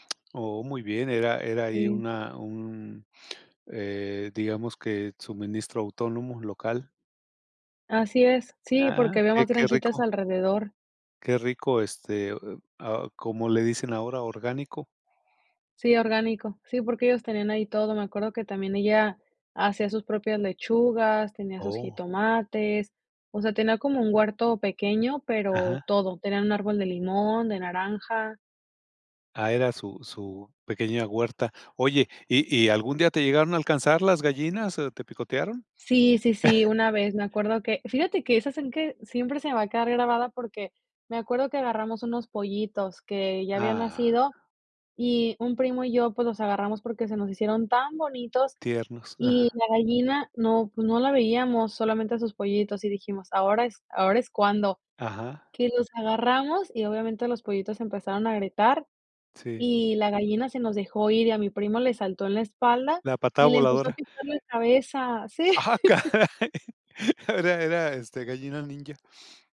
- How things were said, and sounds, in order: chuckle; laughing while speaking: "Caray"; laugh
- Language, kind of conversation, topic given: Spanish, podcast, ¿Tienes alguna anécdota de viaje que todo el mundo recuerde?